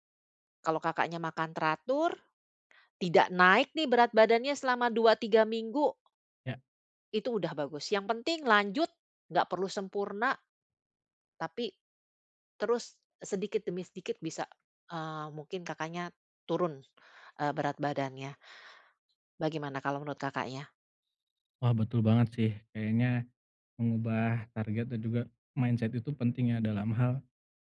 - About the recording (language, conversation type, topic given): Indonesian, advice, Bagaimana saya dapat menggunakan pencapaian untuk tetap termotivasi?
- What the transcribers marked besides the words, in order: tapping; in English: "mindset"